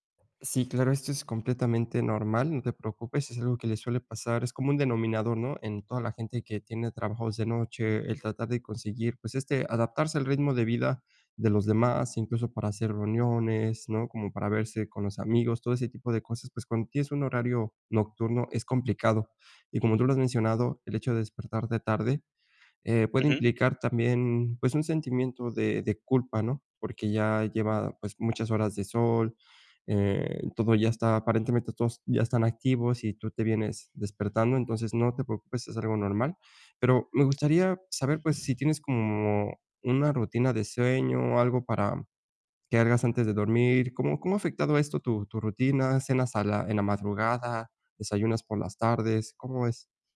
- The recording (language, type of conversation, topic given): Spanish, advice, ¿Cómo puedo establecer una rutina de sueño consistente cada noche?
- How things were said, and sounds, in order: other background noise